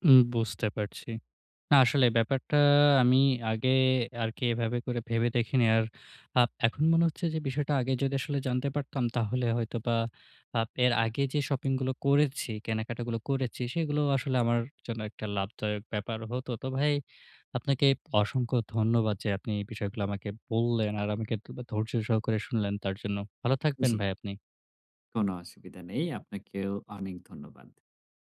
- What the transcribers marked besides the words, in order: tapping
- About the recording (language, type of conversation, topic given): Bengali, advice, বাজেটের মধ্যে স্টাইলিশ ও টেকসই পোশাক কীভাবে কেনা যায়?